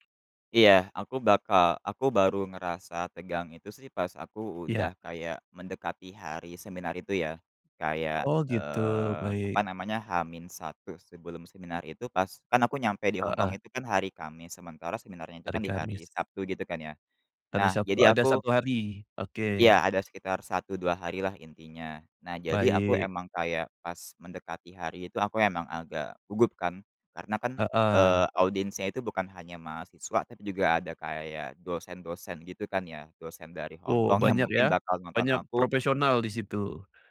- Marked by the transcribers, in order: tapping; chuckle
- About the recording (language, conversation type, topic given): Indonesian, podcast, Apa pengalamanmu saat ada kesempatan yang datang tiba-tiba?